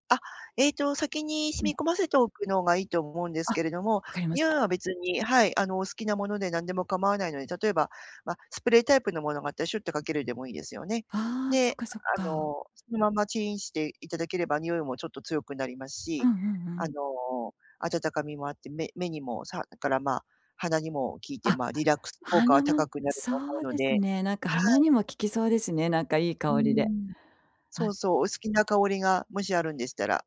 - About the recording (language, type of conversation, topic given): Japanese, advice, 短時間の休憩でどうすればすぐ回復できますか？
- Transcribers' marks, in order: none